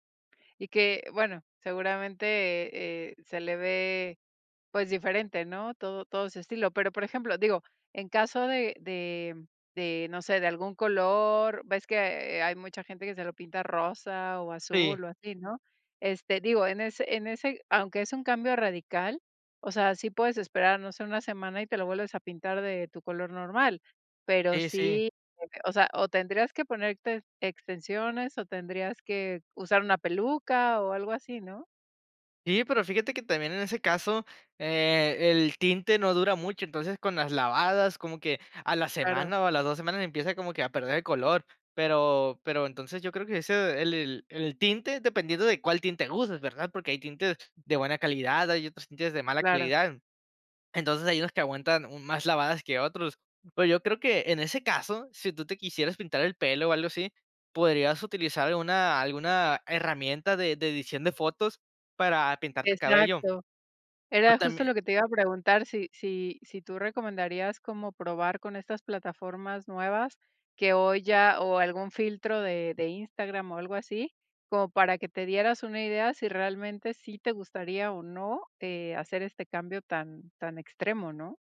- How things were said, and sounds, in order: none
- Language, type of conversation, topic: Spanish, podcast, ¿Qué consejo darías a alguien que quiere cambiar de estilo?